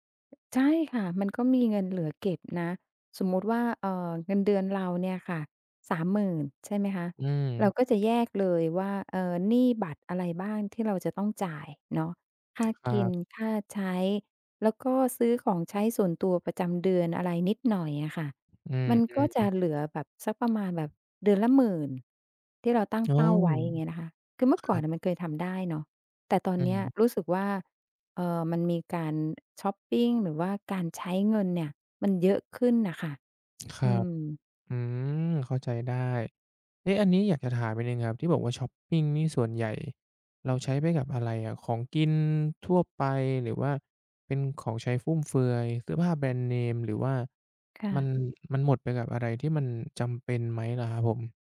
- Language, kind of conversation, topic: Thai, advice, เงินเดือนหมดก่อนสิ้นเดือนและเงินไม่พอใช้ ควรจัดการอย่างไร?
- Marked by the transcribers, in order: tapping; other noise; other background noise